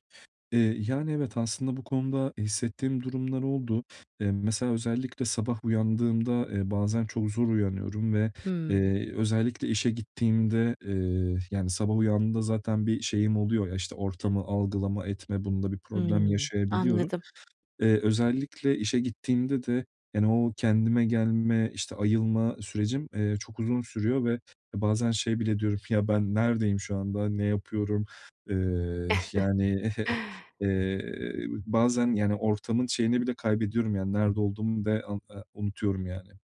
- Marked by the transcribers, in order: giggle
- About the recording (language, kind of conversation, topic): Turkish, advice, Film ya da kitap izlerken neden bu kadar kolay dikkatimi kaybediyorum?